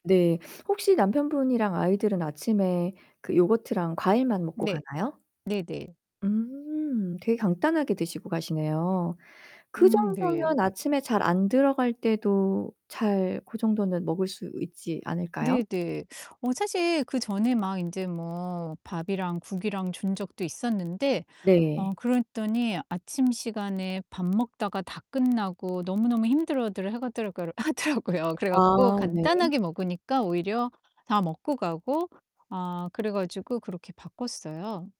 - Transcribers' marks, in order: distorted speech; laughing while speaking: "하더라고요"; other background noise
- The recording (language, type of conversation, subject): Korean, advice, 건강한 식습관을 유지하기가 왜 어려우신가요?